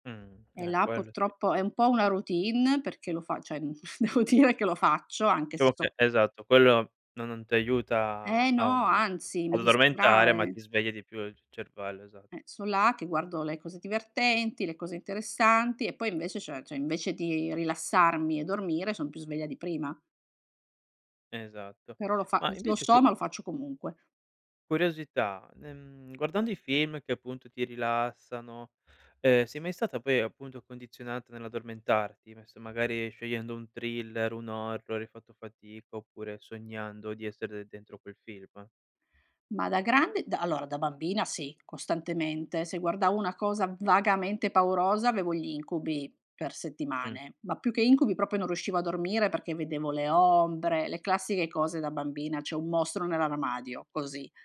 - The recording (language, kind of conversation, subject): Italian, podcast, Raccontami una routine serale che ti aiuta a rilassarti davvero?
- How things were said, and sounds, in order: other background noise; laughing while speaking: "devo dire"; "Ciamo" said as "diciamo"